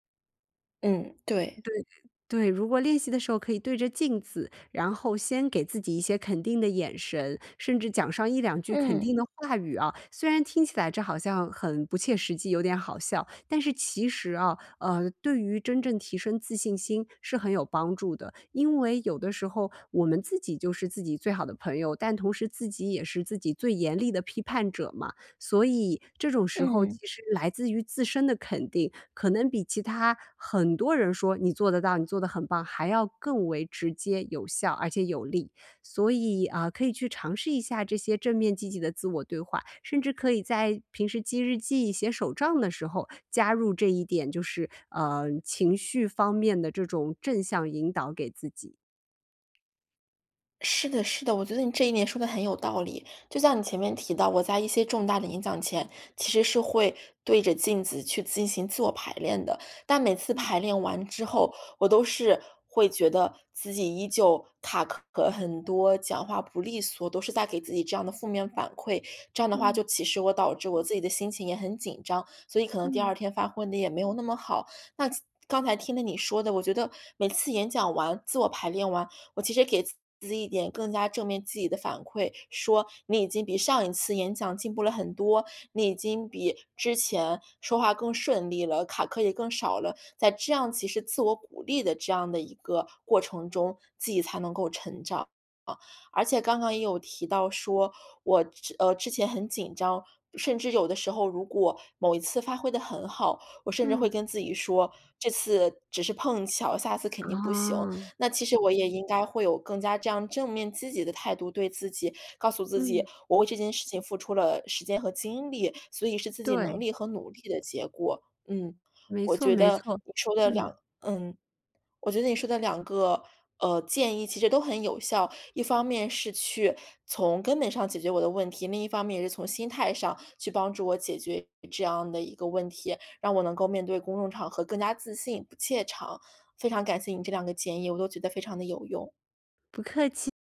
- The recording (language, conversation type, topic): Chinese, advice, 我怎样才能在公众场合更自信地发言？
- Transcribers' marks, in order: other background noise